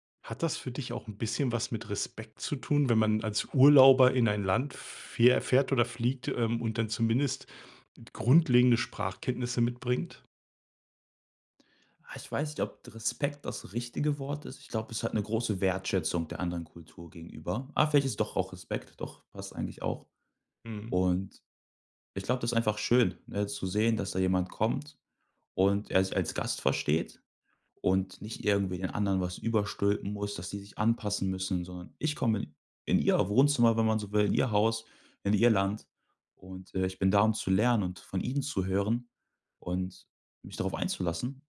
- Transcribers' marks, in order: drawn out: "fähr"; stressed: "ich"; stressed: "ihr"
- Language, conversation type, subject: German, podcast, Was würdest du jetzt gern noch lernen und warum?